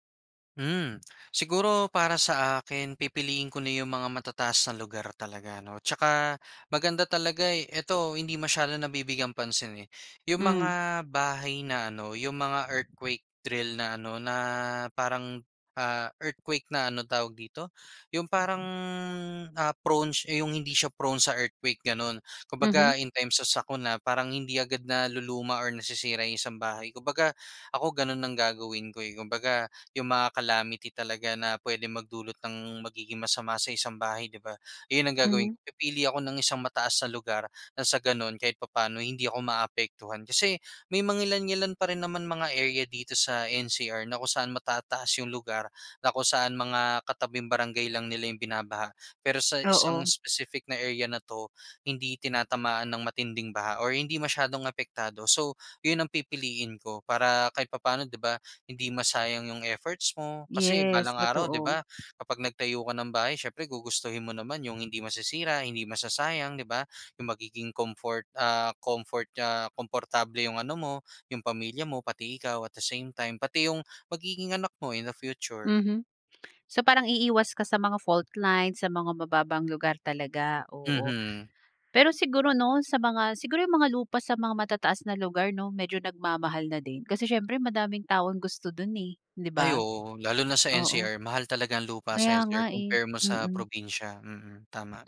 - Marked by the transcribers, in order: fan
- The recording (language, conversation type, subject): Filipino, podcast, Anong mga aral ang itinuro ng bagyo sa komunidad mo?